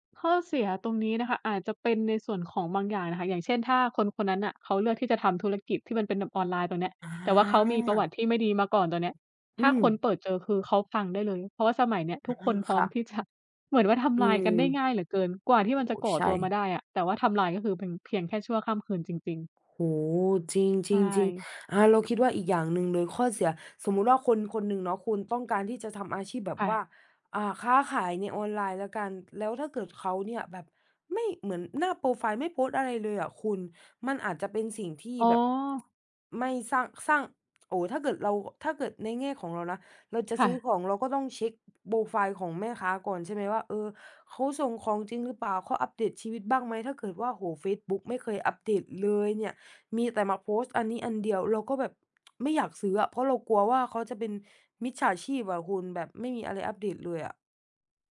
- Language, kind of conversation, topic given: Thai, unstructured, คุณคิดว่าเราควรแสดงตัวตนที่แท้จริงในโลกออนไลน์หรือไม่?
- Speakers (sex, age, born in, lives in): female, 20-24, Thailand, Thailand; female, 25-29, Thailand, Thailand
- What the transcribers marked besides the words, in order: other background noise; laughing while speaking: "จะ"; tsk; tsk